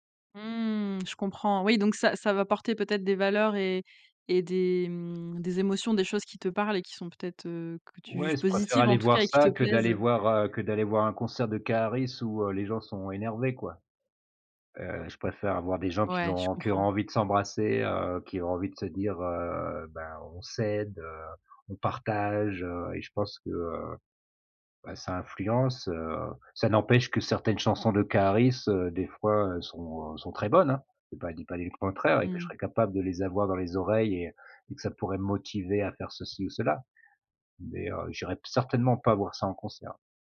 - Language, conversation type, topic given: French, podcast, Comment ta famille a-t-elle influencé ta musique ?
- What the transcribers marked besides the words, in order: stressed: "Mmh"; "je" said as "se"; other background noise; "ont" said as "zont"; stressed: "partage"; stressed: "bonnes"